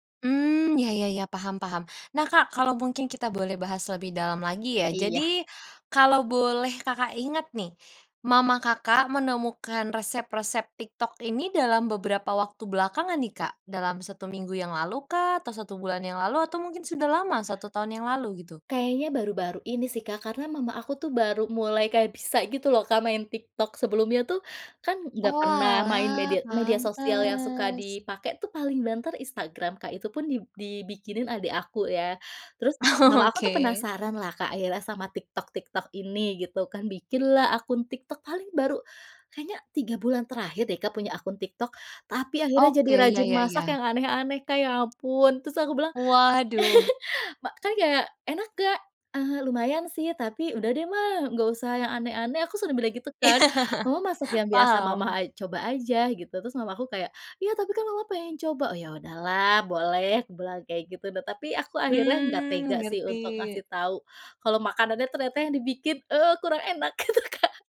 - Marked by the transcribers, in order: other background noise; laughing while speaking: "Oke"; chuckle; chuckle; laughing while speaking: "gitu, Kak"
- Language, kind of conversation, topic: Indonesian, podcast, Apa pendapatmu tentang kebohongan demi kebaikan dalam keluarga?